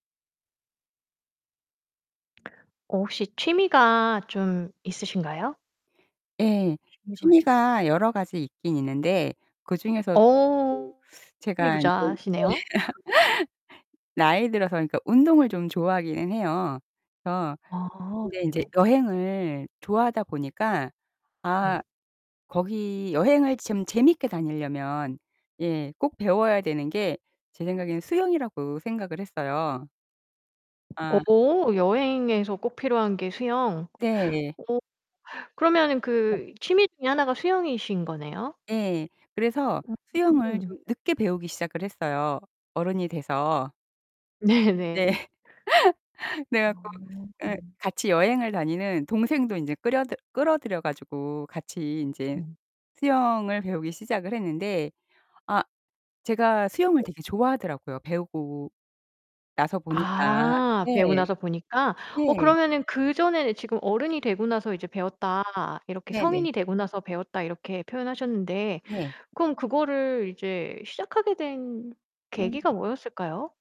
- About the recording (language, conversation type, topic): Korean, podcast, 취미를 처음 시작하게 된 계기는 무엇이었나요?
- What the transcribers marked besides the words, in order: tapping; distorted speech; unintelligible speech; laugh; other background noise; laughing while speaking: "네"; laugh